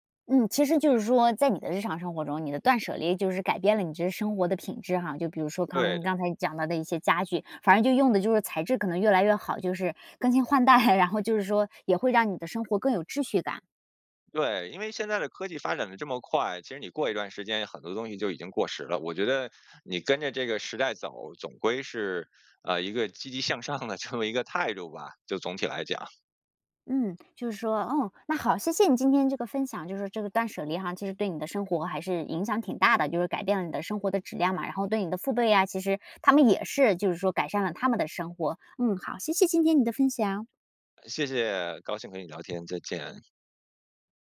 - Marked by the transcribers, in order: laughing while speaking: "代"; laughing while speaking: "向上的这么"
- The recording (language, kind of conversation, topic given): Chinese, podcast, 你有哪些断舍离的经验可以分享？